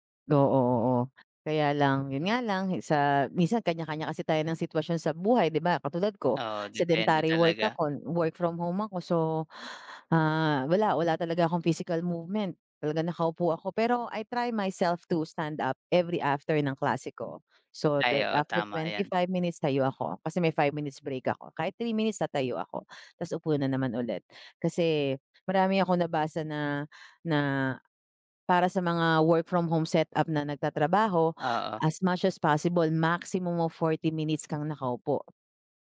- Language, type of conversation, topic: Filipino, unstructured, Ano ang paborito mong libangan?
- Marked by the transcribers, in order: other background noise; tapping; "ako" said as "akon"; in English: "I try myself to stand up every after"